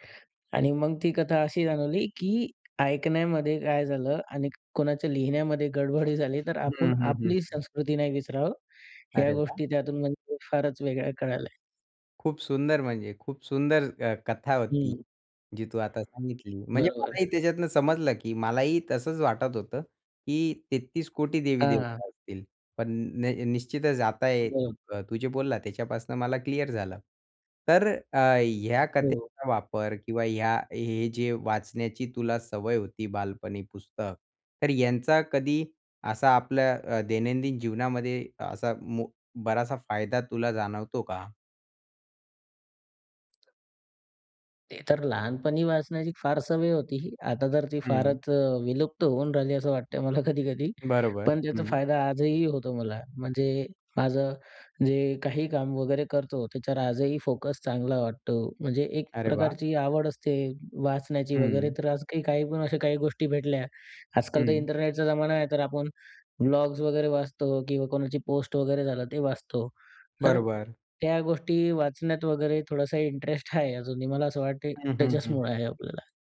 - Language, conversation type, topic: Marathi, podcast, बालपणी तुमची आवडती पुस्तके कोणती होती?
- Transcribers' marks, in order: tapping; other noise; unintelligible speech